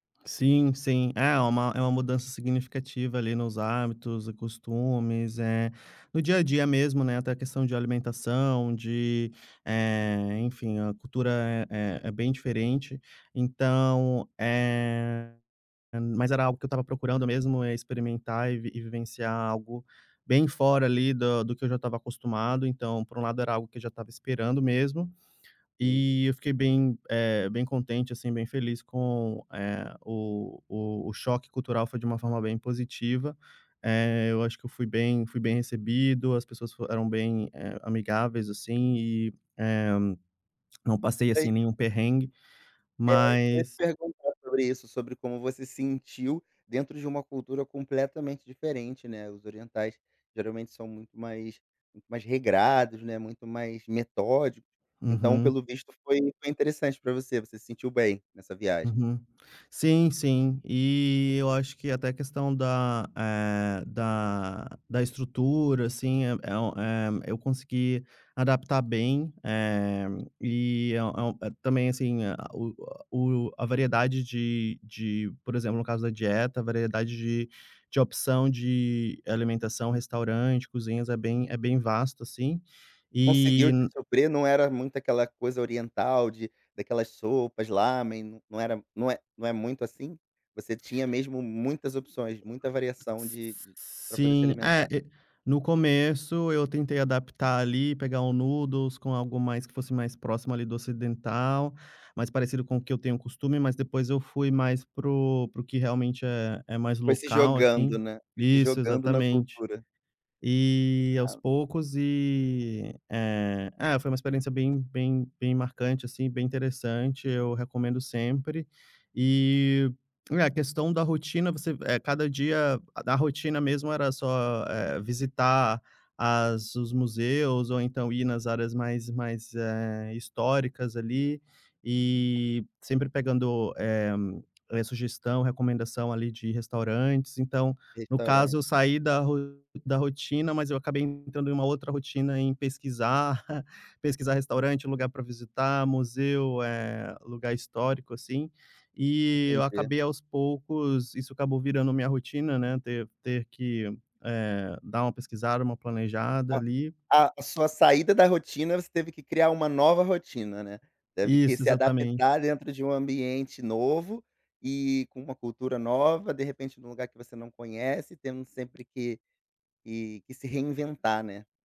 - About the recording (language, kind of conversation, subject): Portuguese, podcast, Como você lida com recaídas quando perde a rotina?
- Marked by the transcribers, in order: other background noise; unintelligible speech; tapping; in English: "noodles"; chuckle